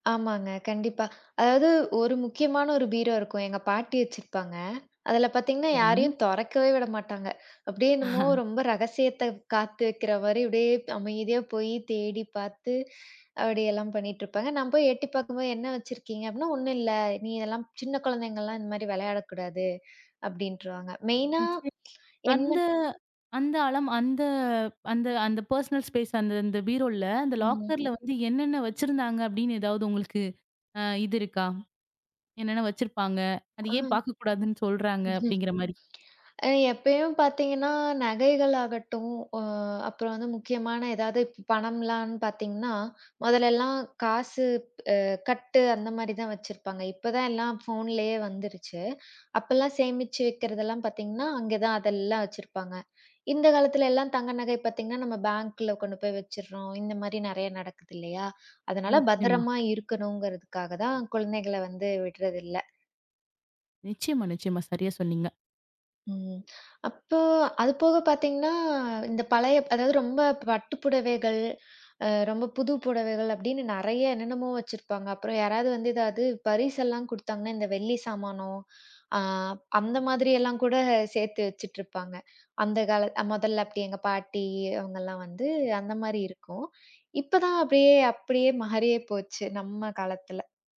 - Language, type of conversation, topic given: Tamil, podcast, ஒரு சில வருடங்களில் உங்கள் அலமாரி எப்படி மாறியது என்று சொல்ல முடியுமா?
- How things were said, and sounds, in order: chuckle; in English: "மெயின்னா"; other noise; background speech; tsk; in English: "பர்சனல் ஸ்பேஸ்"; in English: "லாக்கர்"; other background noise; chuckle; laughing while speaking: "மாறியே"